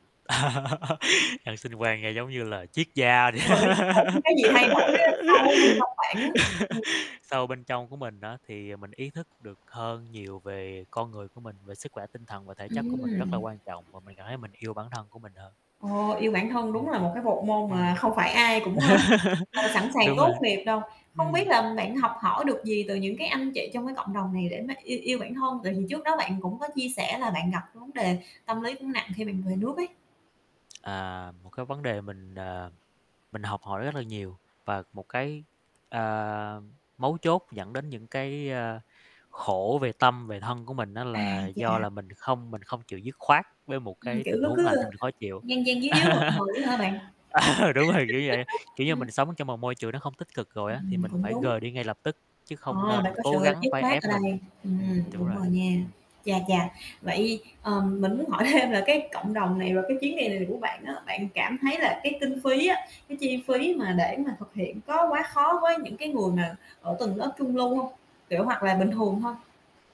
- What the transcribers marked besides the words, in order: laugh; laugh; static; distorted speech; unintelligible speech; tapping; other background noise; laugh; laugh; laughing while speaking: "Ờ, đúng rồi"; chuckle; "rời" said as "gời"; laughing while speaking: "thêm"
- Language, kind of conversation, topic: Vietnamese, podcast, Cộng đồng và mạng lưới hỗ trợ giúp một người hồi phục như thế nào?